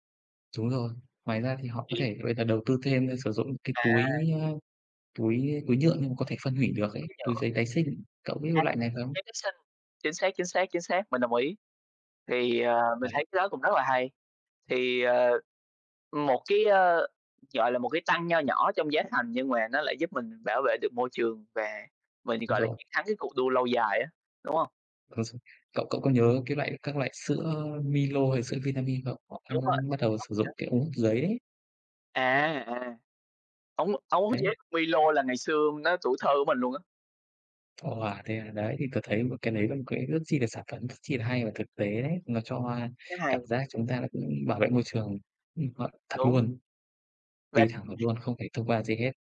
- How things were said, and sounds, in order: unintelligible speech; tapping; other background noise
- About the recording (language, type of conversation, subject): Vietnamese, unstructured, Làm thế nào để giảm rác thải nhựa trong nhà bạn?